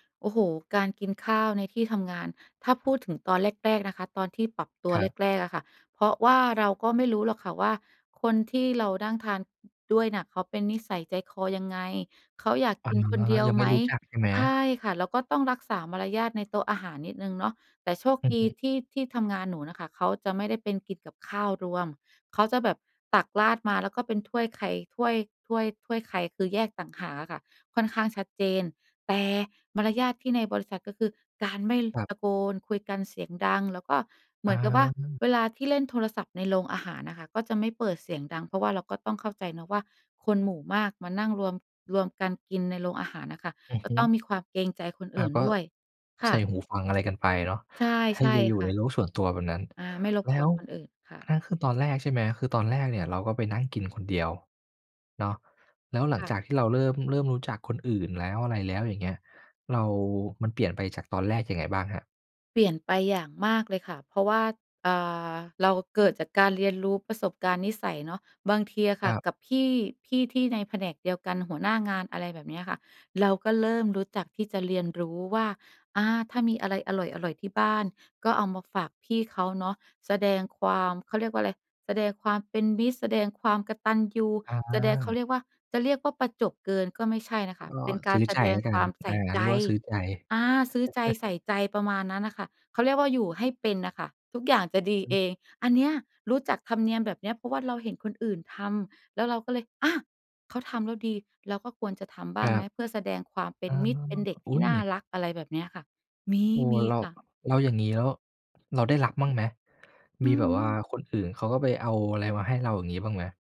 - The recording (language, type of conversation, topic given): Thai, podcast, เวลารับประทานอาหารร่วมกัน คุณมีธรรมเนียมหรือมารยาทอะไรบ้าง?
- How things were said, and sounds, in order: chuckle